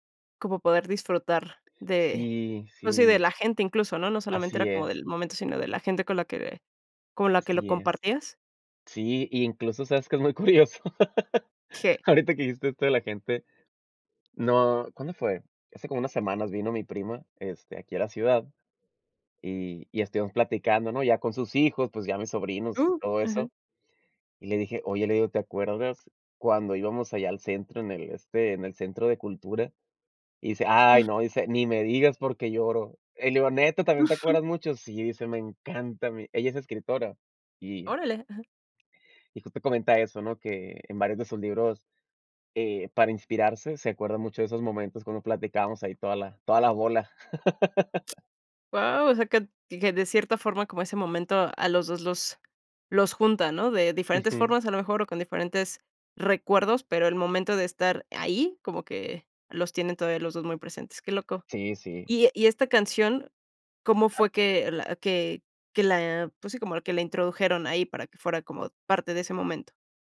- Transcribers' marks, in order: laughing while speaking: "curioso?"; laugh; chuckle; chuckle; laugh
- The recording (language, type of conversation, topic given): Spanish, podcast, ¿Qué canción te devuelve a una época concreta de tu vida?